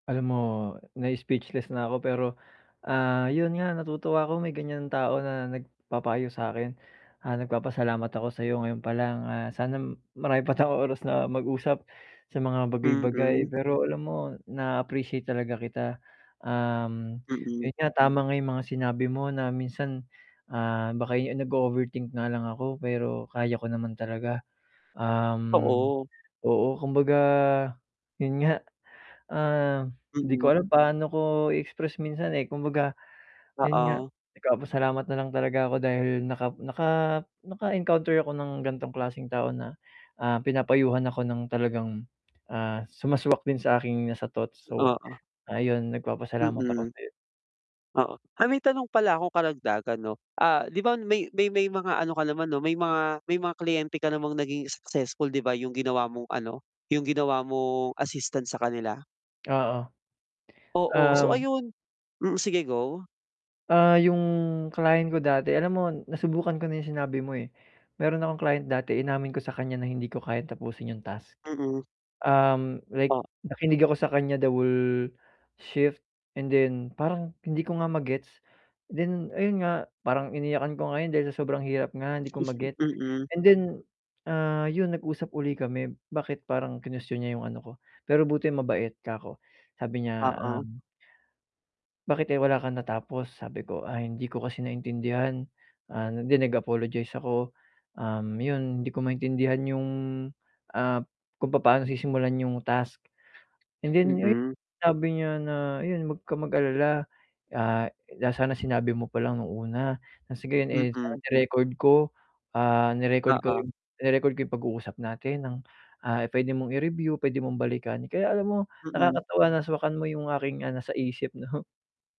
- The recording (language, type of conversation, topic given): Filipino, advice, Paano ko tatanggapin ang puna nang hindi nasasaktan ang loob at paano ako uunlad mula rito?
- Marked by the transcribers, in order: distorted speech; drawn out: "kumbaga"; static; tapping; other background noise; chuckle; laughing while speaking: "no"